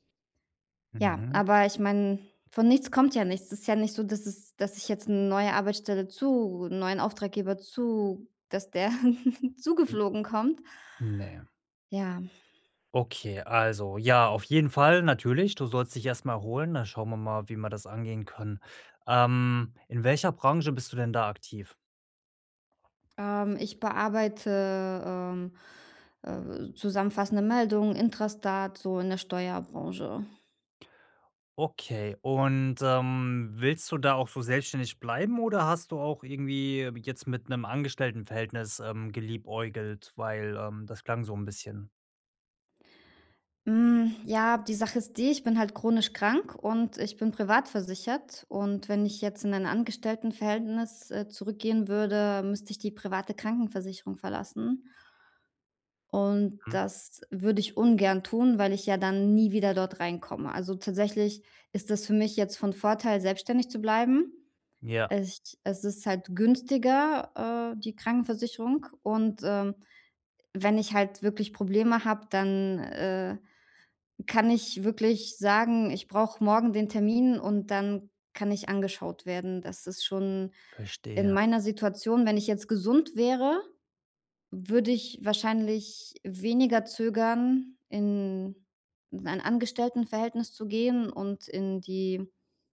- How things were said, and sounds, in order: giggle; other noise
- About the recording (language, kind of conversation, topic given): German, advice, Wie kann ich nach Rückschlägen schneller wieder aufstehen und weitermachen?